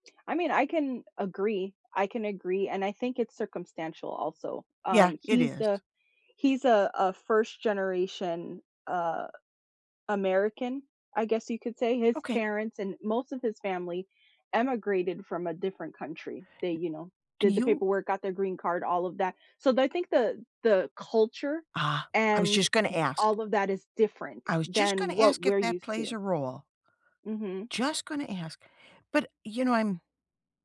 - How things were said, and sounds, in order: other background noise
- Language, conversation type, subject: English, unstructured, What stops most people from reaching their future goals?